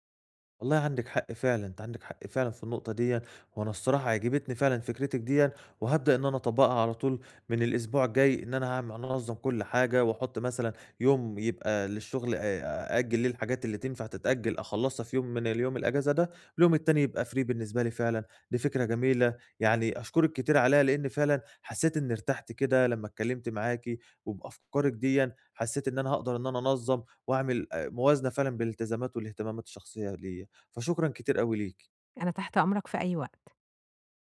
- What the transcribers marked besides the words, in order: tapping; in English: "free"
- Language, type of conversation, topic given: Arabic, advice, إزاي أوازن بين التزاماتي اليومية ووقتي لهواياتي بشكل مستمر؟